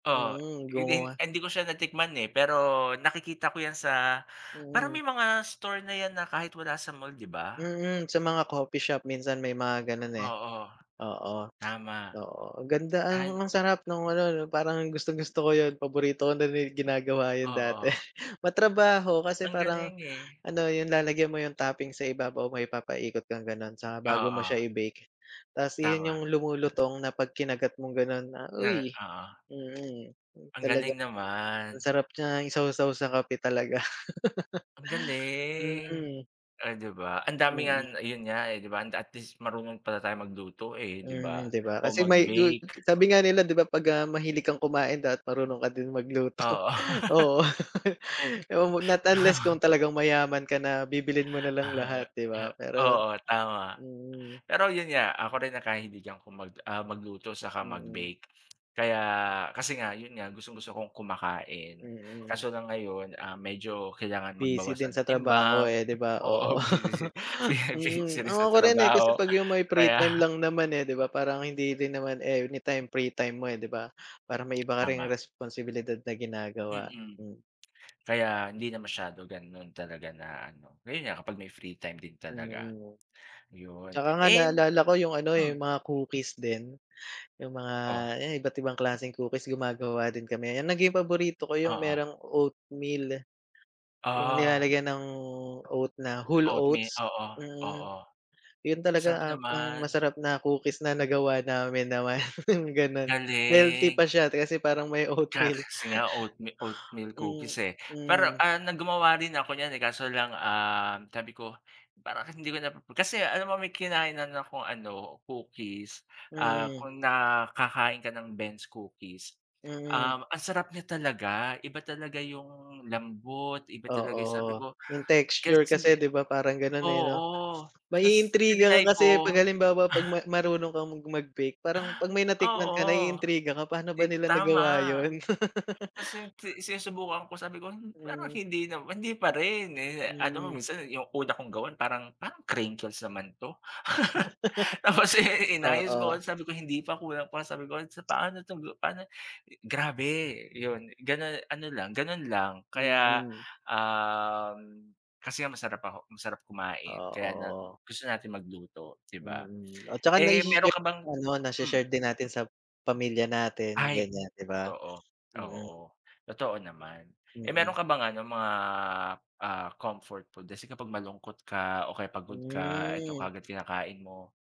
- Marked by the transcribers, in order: chuckle; tapping; drawn out: "galing!"; laugh; laugh; laughing while speaking: "magluto. Oo"; in English: "not unless"; chuckle; other background noise; laugh; in English: "any time, free time"; in English: "whole oats"; laughing while speaking: "naman"; in English: "texture"; laugh; laugh; laughing while speaking: "Tapos, eh"; unintelligible speech; in English: "comfort food"
- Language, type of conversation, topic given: Filipino, unstructured, Ano ang paborito mong pagkain noong bata ka pa, paano mo ito inihahanda, at alin ang pagkaing laging nagpapasaya sa’yo?